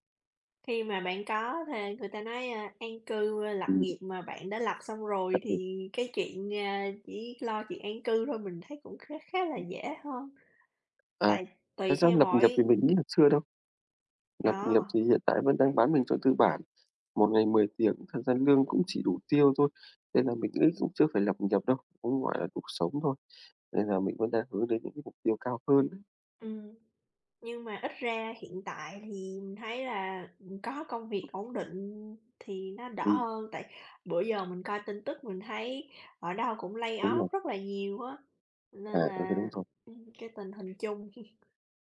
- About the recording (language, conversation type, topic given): Vietnamese, unstructured, Bạn mong muốn đạt được điều gì trong 5 năm tới?
- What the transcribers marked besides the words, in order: tapping; other background noise; in English: "lay off"; chuckle